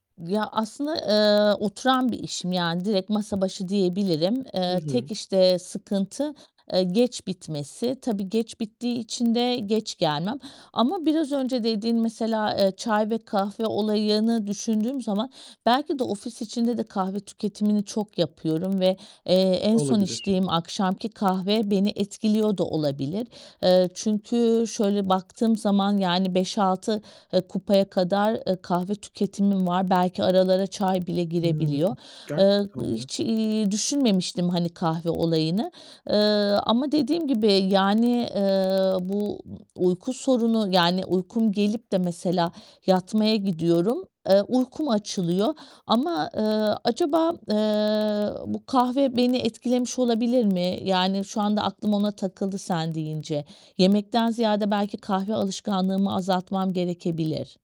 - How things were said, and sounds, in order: distorted speech; tapping
- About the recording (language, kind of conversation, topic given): Turkish, advice, Neden uzun süre uyuyamıyorum ve sabahları bitkin hissediyorum?